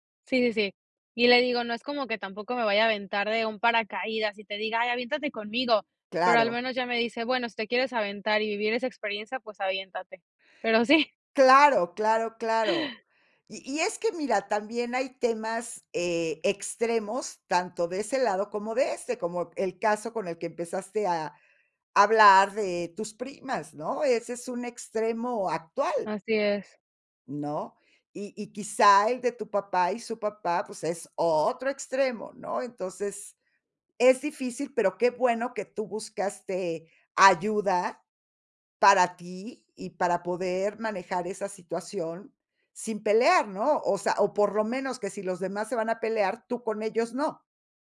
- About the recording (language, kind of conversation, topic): Spanish, podcast, ¿Cómo puedes expresar tu punto de vista sin pelear?
- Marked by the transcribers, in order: laughing while speaking: "pero sí"